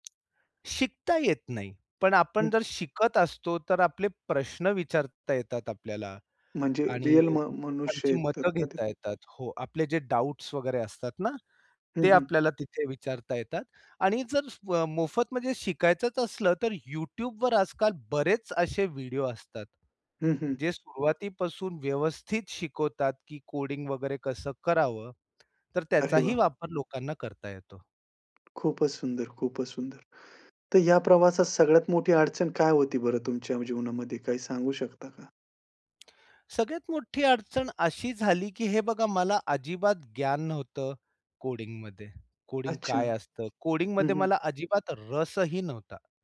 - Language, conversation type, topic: Marathi, podcast, एखादी गोष्ट तुम्ही पूर्णपणे स्वतःहून कशी शिकली?
- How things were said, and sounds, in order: tapping; unintelligible speech; other noise; other background noise